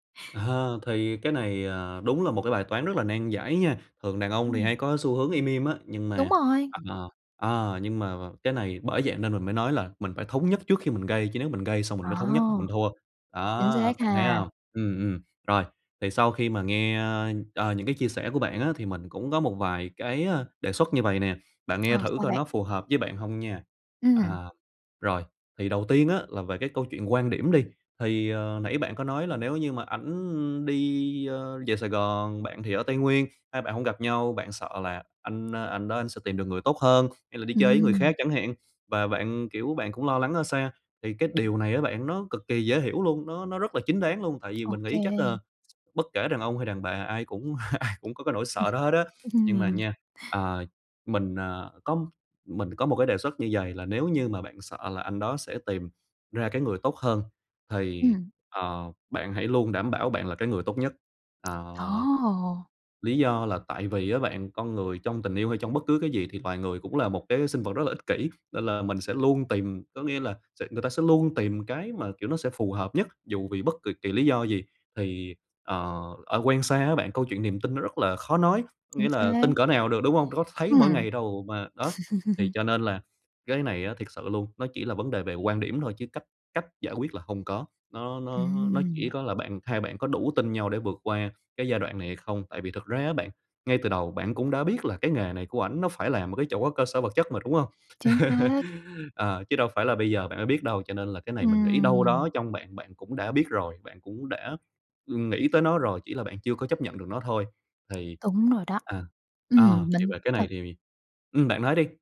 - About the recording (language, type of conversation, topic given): Vietnamese, advice, Bạn và bạn đời nên thảo luận và ra quyết định thế nào về việc chuyển đi hay quay lại để tránh tranh cãi?
- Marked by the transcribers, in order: tapping; other background noise; laughing while speaking: "ai cũng"; chuckle; chuckle